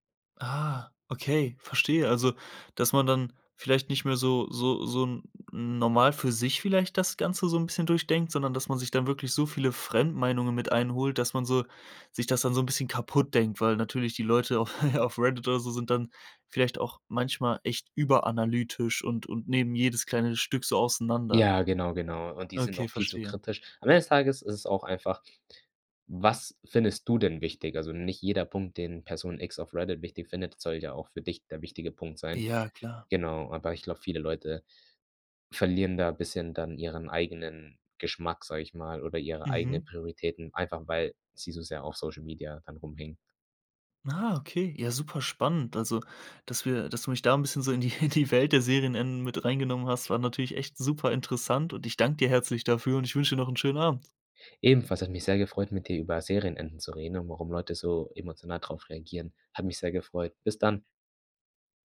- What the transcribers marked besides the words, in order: giggle; laughing while speaking: "die"
- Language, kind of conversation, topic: German, podcast, Warum reagieren Fans so stark auf Serienenden?